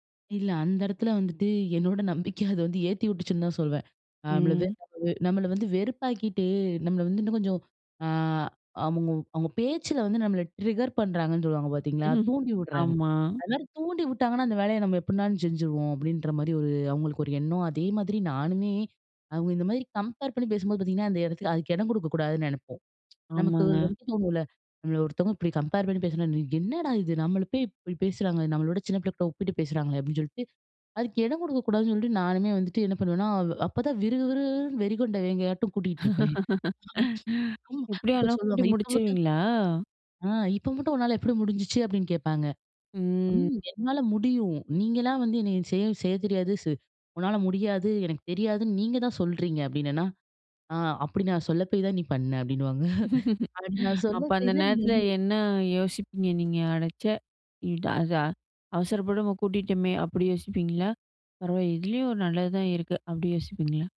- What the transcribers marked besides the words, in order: laughing while speaking: "என்னோட நம்பிக்கை அத வந்து ஏத்தி விட்டுச்சுன்னு"; unintelligible speech; in English: "ட்ரிக்கர்"; chuckle; tsk; laugh; unintelligible speech; unintelligible speech; laughing while speaking: "அப்பிடின்னுவாங்க"; laugh; unintelligible speech
- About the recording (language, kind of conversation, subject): Tamil, podcast, "எனக்கு தெரியாது" என்று சொல்வதால் நம்பிக்கை பாதிக்குமா?